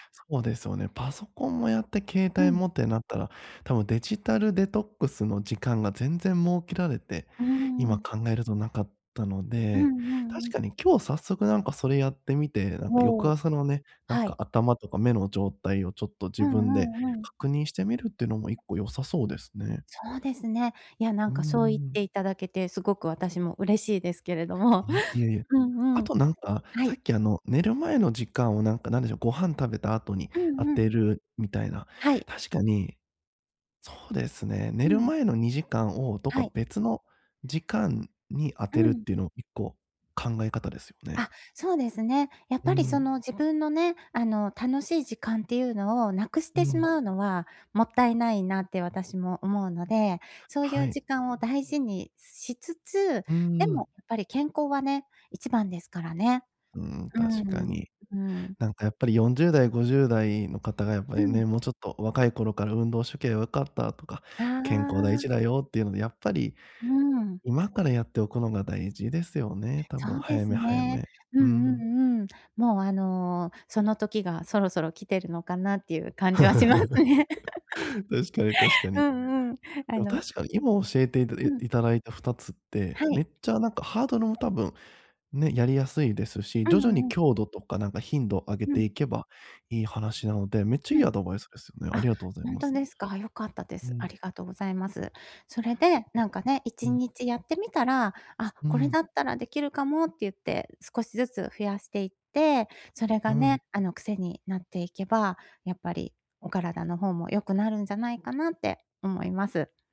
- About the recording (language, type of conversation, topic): Japanese, advice, 就寝前にスマホや画面をつい見てしまう習慣をやめるにはどうすればいいですか？
- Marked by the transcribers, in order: laughing while speaking: "けれども"; laugh; laughing while speaking: "しますね"; laugh; other background noise; unintelligible speech